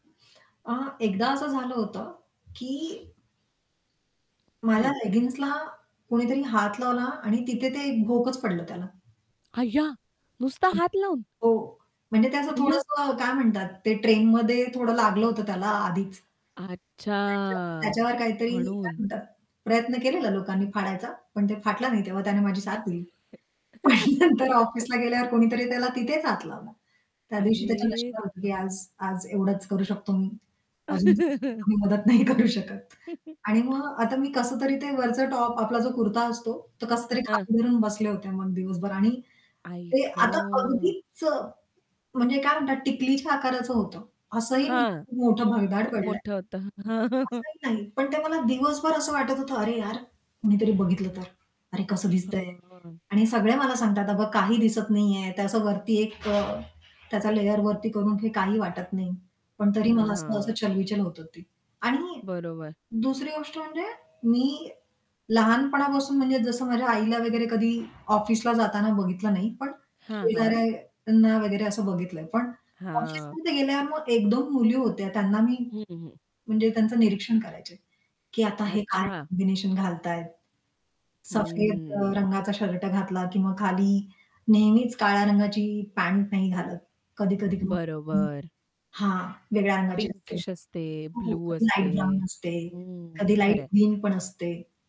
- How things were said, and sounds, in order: static; tapping; "माझ्या" said as "माला"; in English: "लेगिंग्जला"; surprised: "अय्या! नुसता हात लावून"; surprised: "अय्या!"; distorted speech; drawn out: "अच्छा"; chuckle; laughing while speaking: "पण नंतर ऑफिसला गेल्यावर"; laugh; chuckle; laughing while speaking: "नाही करू शकत"; unintelligible speech; chuckle; other background noise; in English: "पिंकिश"; unintelligible speech
- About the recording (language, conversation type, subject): Marathi, podcast, कपड्यांमुळे तुमचा मूड बदलतो का?